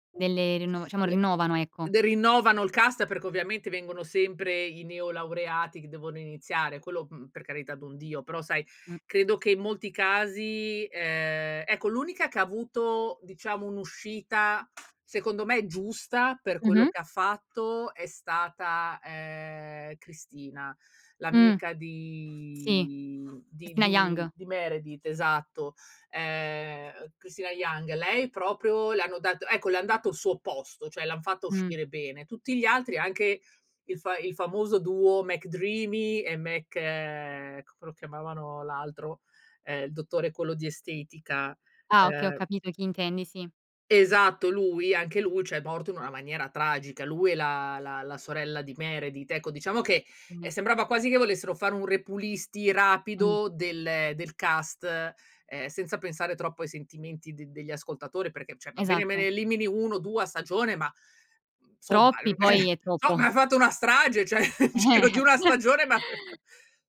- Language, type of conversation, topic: Italian, podcast, Come descriveresti la tua esperienza con la visione in streaming e le maratone di serie o film?
- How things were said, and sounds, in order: other background noise; "ciòè" said as "ceh"; in English: "cast"; "insomma" said as "nsomma"; chuckle; laugh; laughing while speaking: "nel giro di una stagione ma"; chuckle; laugh